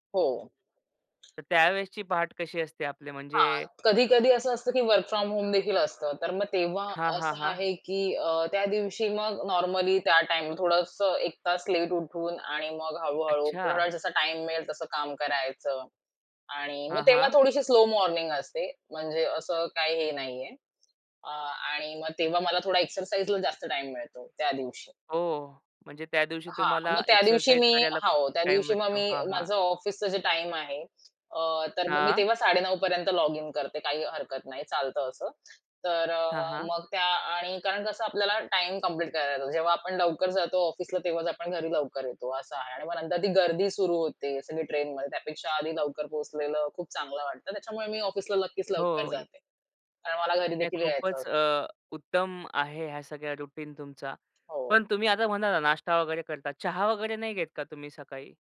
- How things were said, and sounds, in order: other background noise; in English: "वर्क फ्रॉम होमदेखील"; in English: "मॉर्निंग"; in English: "कंप्लीट"; in English: "रुटीन"
- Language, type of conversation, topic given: Marathi, podcast, तुमच्या घरी सकाळची तयारी कशी चालते, अगं सांगशील का?